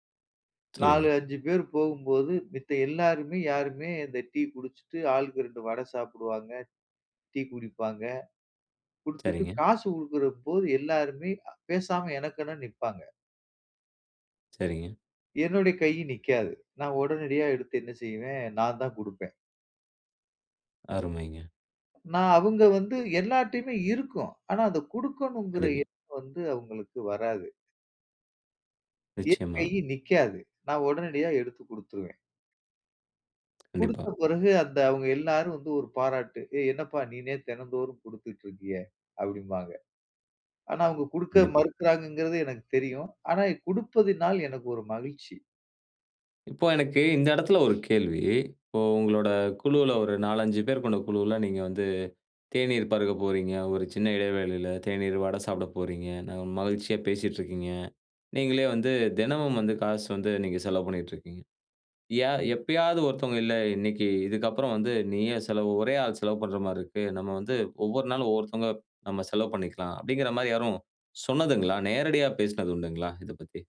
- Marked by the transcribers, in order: other noise; tsk; "இதை" said as "இத"
- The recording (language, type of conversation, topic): Tamil, podcast, இதைச் செய்வதால் உங்களுக்கு என்ன மகிழ்ச்சி கிடைக்கிறது?